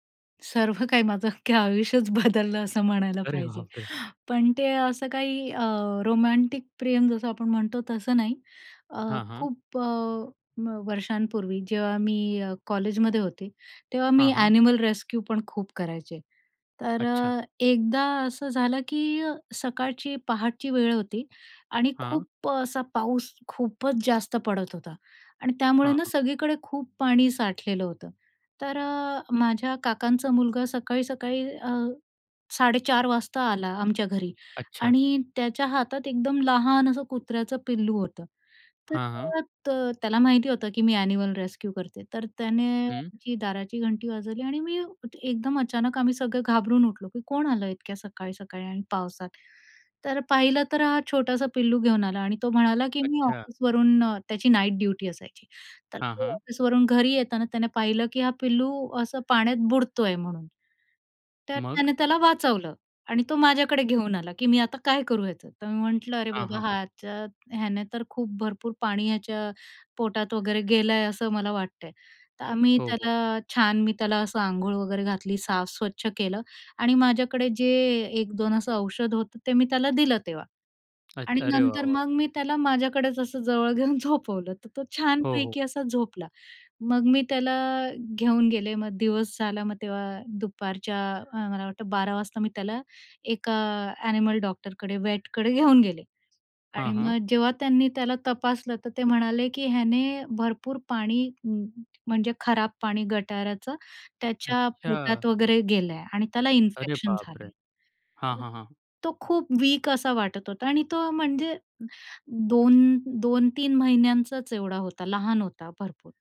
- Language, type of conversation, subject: Marathi, podcast, प्रेमामुळे कधी तुमचं आयुष्य बदललं का?
- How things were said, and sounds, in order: laughing while speaking: "अख्खं आयुष्यच बदललं, असं म्हणायला पाहिजे"; in English: "रोमॅन्टिक"; in English: "ॲनिमल रेस्क्यूपण"; in English: "ॲनिमल रेस्क्यू"; in English: "नाईट ड्युटी"; in English: "इन्फेक्शन"; in English: "वीक"